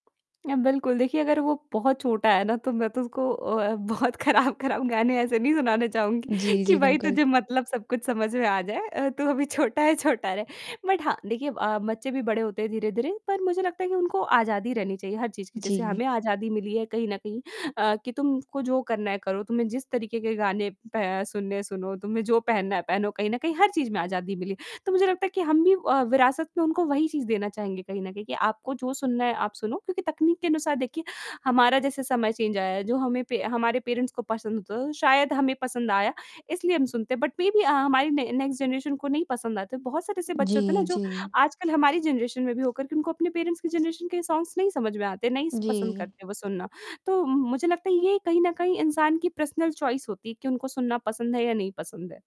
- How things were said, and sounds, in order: static; laughing while speaking: "बहुत ख़राब-ख़राब गाने ऐसे नहीं सुनाना चाहूँगी कि भाई तुझे"; tapping; laughing while speaking: "तू अभी छोटा है"; in English: "बट"; in English: "चेंज"; in English: "पेरेंट्स"; in English: "बट मेबी"; in English: "न नेक्स्ट जनरेशन"; in English: "जनरेशन"; in English: "पेरेंट्स"; in English: "जनरेशन"; in English: "सॉन्ग्स"; in English: "पर्सनल चॉइस"
- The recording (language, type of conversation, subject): Hindi, podcast, परिवार का संगीत आपकी पसंद को कैसे प्रभावित करता है?